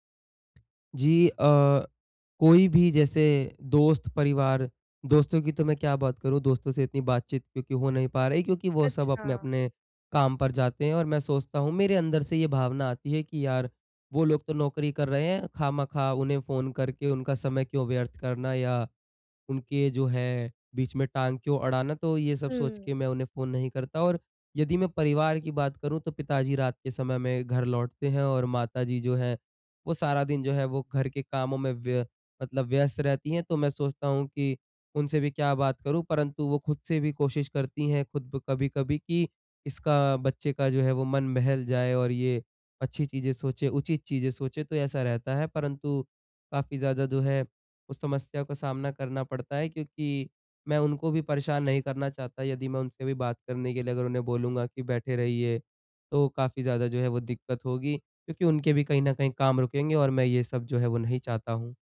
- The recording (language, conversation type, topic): Hindi, advice, मन बहलाने के लिए घर पर मेरे लिए कौन-सी गतिविधि सही रहेगी?
- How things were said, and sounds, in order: other background noise